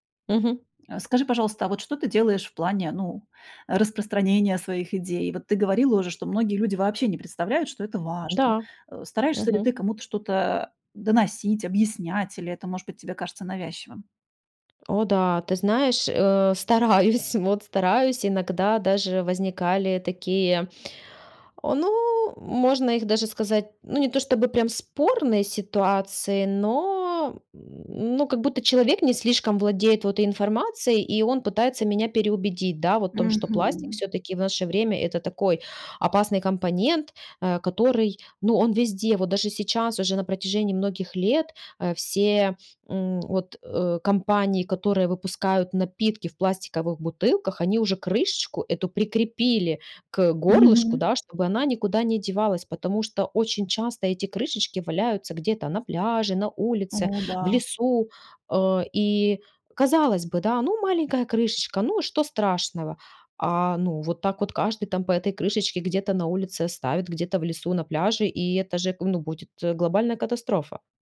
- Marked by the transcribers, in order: tapping; laughing while speaking: "стараюсь"
- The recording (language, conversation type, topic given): Russian, podcast, Как сократить использование пластика в повседневной жизни?